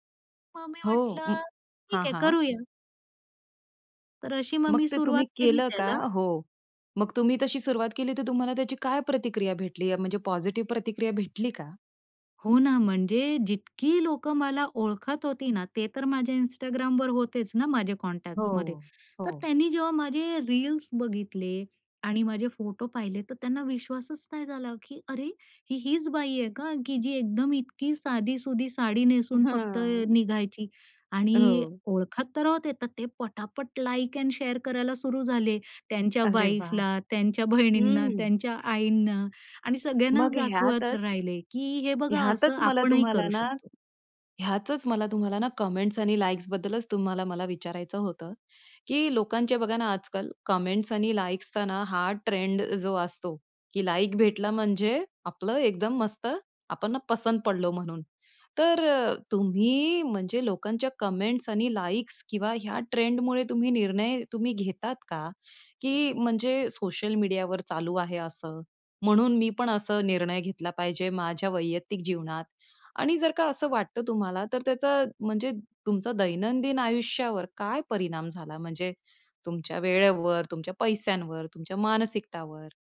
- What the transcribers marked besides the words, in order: in English: "पॉझिटिव्ह"; other background noise; in English: "कॉन्टॅक्ट्समध्ये"; in English: "वाईफला"; in English: "कमेंट्स"; in English: "कमेंट्स"; in English: "कमेंट्स"
- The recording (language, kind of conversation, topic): Marathi, podcast, सोशल मीडियाने तुमचा स्टाइल बदलला का?